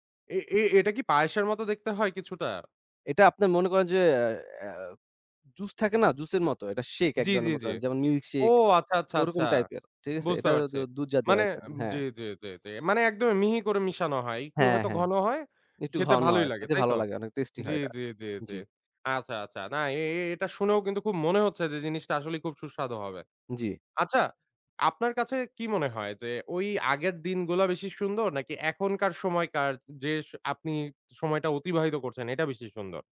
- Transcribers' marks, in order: none
- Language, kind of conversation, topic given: Bengali, podcast, কোন খাবার তোমাকে বাড়ির কথা মনে করায়?